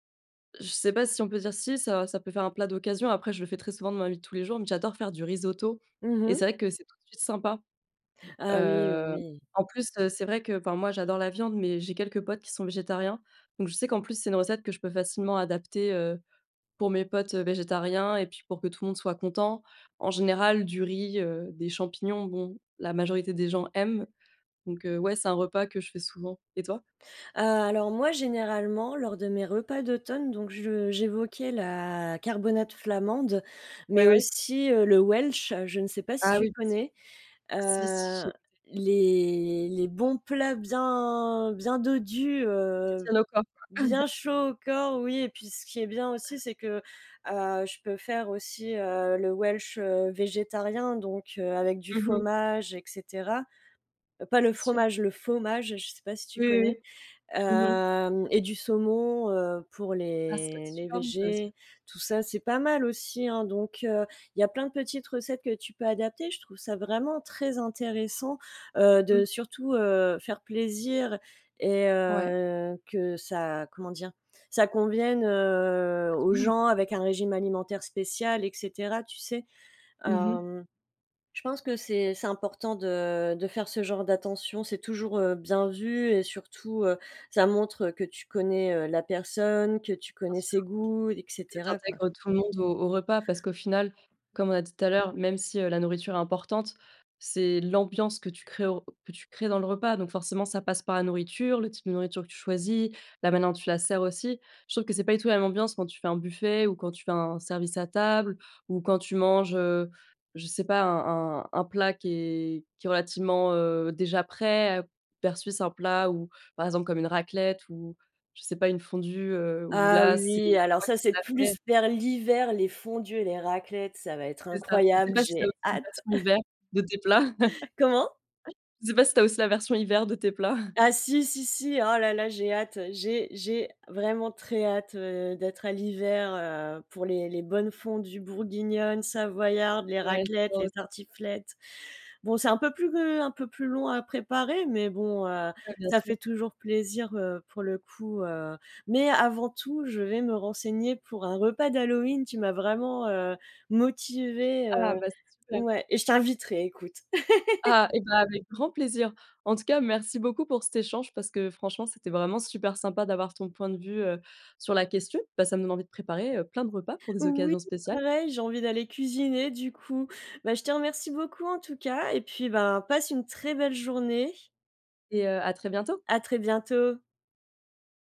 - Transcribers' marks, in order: chuckle; "versus" said as "persus"; stressed: "hâte"; chuckle; laugh; chuckle; laugh; stressed: "très"
- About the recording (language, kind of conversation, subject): French, unstructured, Comment prépares-tu un repas pour une occasion spéciale ?
- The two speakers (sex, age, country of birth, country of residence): female, 25-29, France, France; female, 35-39, France, France